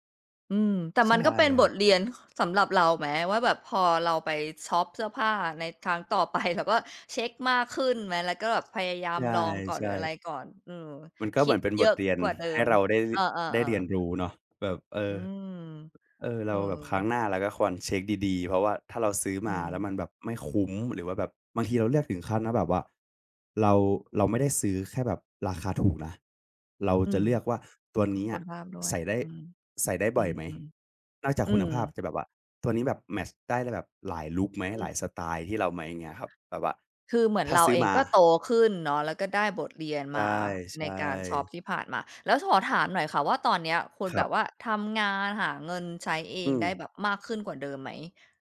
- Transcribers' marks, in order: laughing while speaking: "ไป"; tapping; other background noise; "ขอ" said as "ถอ"
- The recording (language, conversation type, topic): Thai, podcast, ถ้างบจำกัด คุณเลือกซื้อเสื้อผ้าแบบไหน?